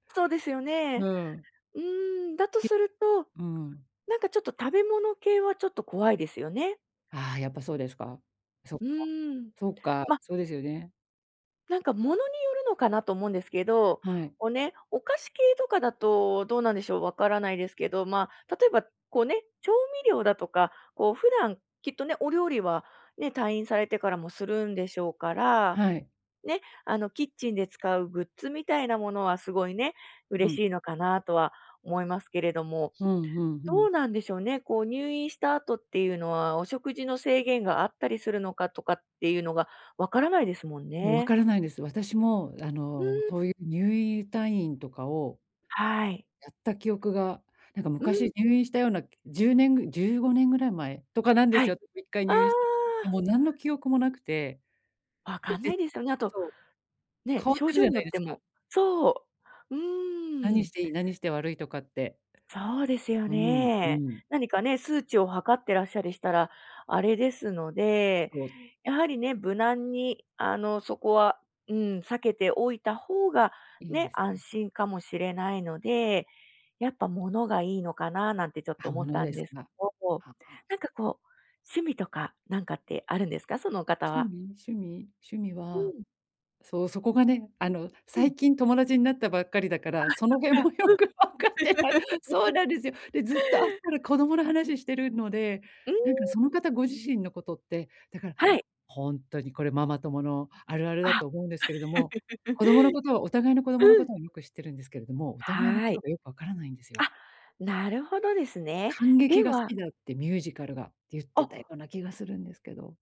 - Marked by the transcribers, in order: tapping; laughing while speaking: "その辺もよく分かってない"; laugh; laugh
- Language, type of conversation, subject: Japanese, advice, 予算内で喜ばれるギフトは、どう選べばよいですか？